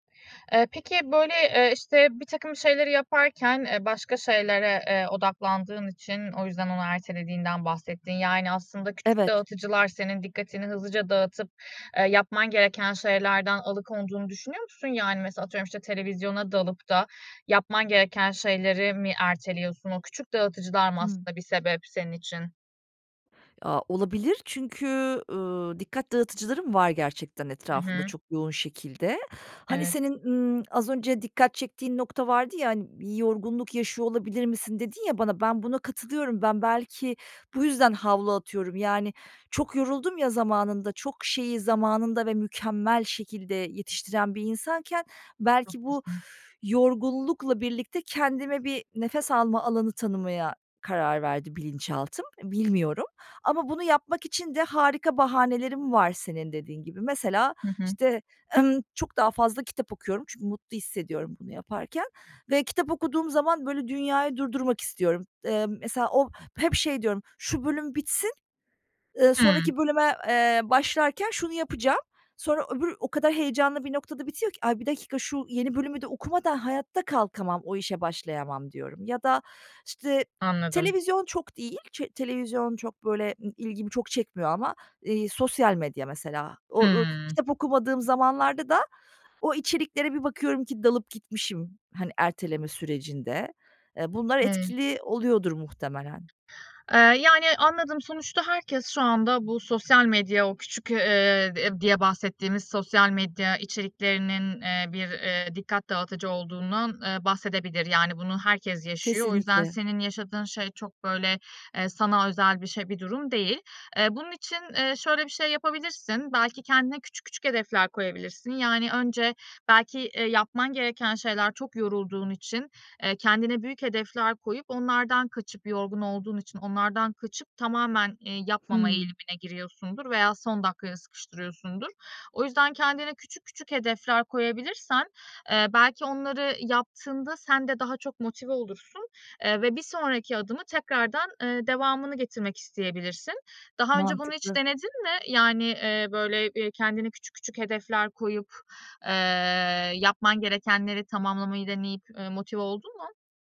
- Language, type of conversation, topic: Turkish, advice, Sürekli erteleme ve son dakika paniklerini nasıl yönetebilirim?
- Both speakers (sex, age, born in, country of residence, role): female, 35-39, Turkey, Finland, advisor; female, 40-44, Turkey, Germany, user
- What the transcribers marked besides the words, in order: other background noise; stressed: "mükemmel"; tapping